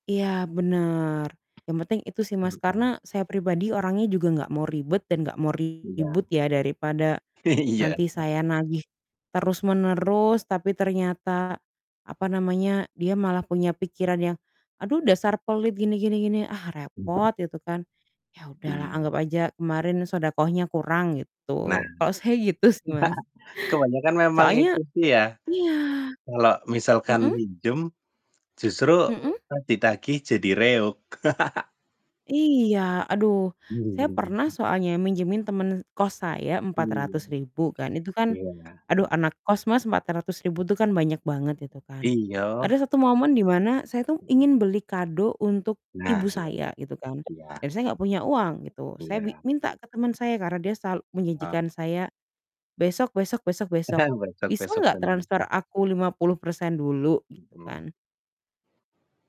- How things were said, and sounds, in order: other background noise; distorted speech; static; chuckle; in Arabic: "shadaqah-nya"; chuckle; mechanical hum; laugh; tapping
- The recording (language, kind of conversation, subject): Indonesian, unstructured, Apa pengalaman paling mengejutkan yang pernah kamu alami terkait uang?